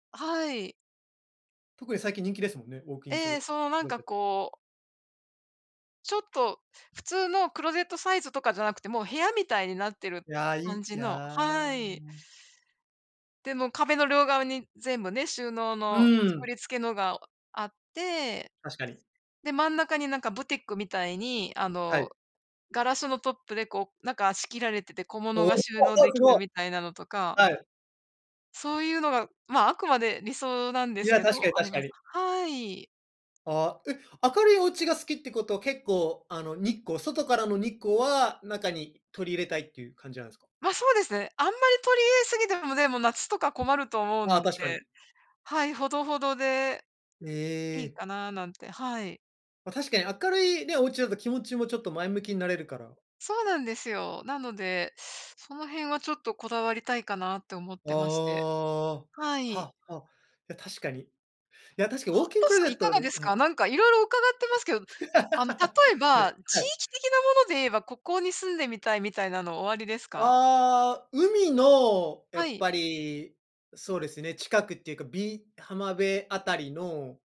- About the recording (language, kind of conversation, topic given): Japanese, unstructured, あなたの理想的な住まいの環境はどんな感じですか？
- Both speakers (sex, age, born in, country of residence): female, 55-59, Japan, United States; male, 35-39, Japan, Japan
- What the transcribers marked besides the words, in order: "取り付け" said as "そりつけ"; surprised: "お お、すごい"; laugh